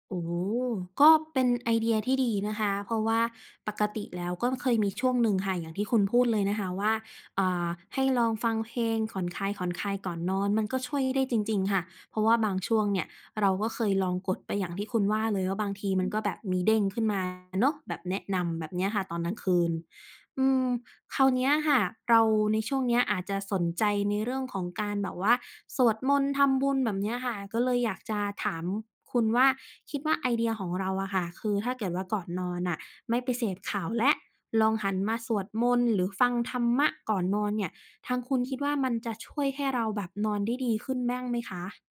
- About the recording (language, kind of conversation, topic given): Thai, advice, ฉันควรทำอย่างไรดีเมื่อฉันนอนไม่เป็นเวลาและตื่นสายบ่อยจนส่งผลต่องาน?
- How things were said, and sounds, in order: "ผ่อนคลาย ๆ" said as "ข่อนคาย ๆ"; "บ้าง" said as "แบ้ง"